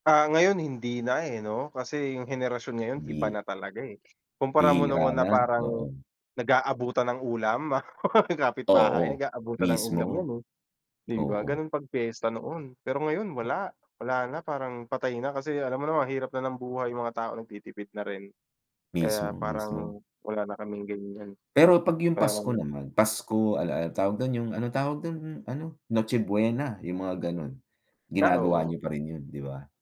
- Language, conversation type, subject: Filipino, unstructured, Anu-ano ang mga aktibidad na ginagawa ninyo bilang pamilya para mas mapalapit sa isa’t isa?
- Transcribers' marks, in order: other background noise; laugh; tapping